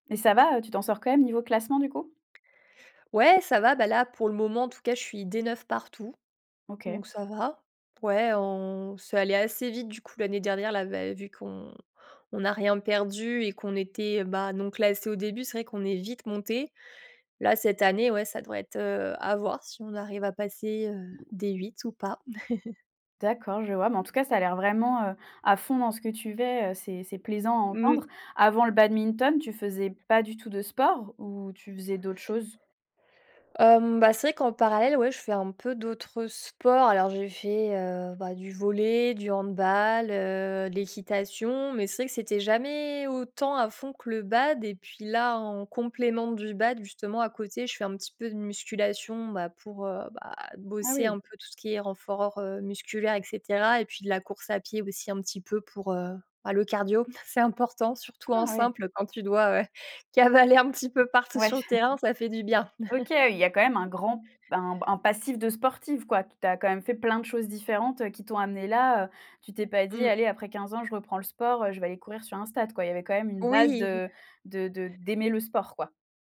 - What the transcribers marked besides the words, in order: other background noise; chuckle; stressed: "sports"; drawn out: "jamais"; laughing while speaking: "C'est important, surtout en simple … fait du bien"; chuckle
- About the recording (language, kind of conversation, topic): French, podcast, Quel passe-temps t’occupe le plus ces derniers temps ?